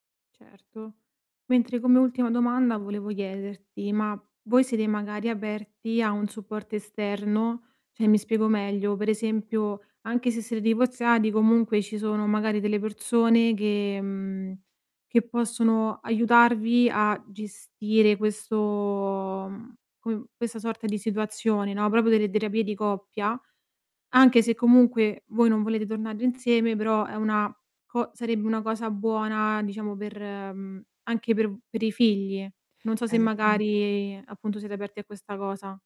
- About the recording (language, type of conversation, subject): Italian, advice, Come posso migliorare la comunicazione con l’altro genitore nella co-genitorialità?
- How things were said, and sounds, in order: tapping; "Cioè" said as "ceh"; drawn out: "questo"; "proprio" said as "propio"; static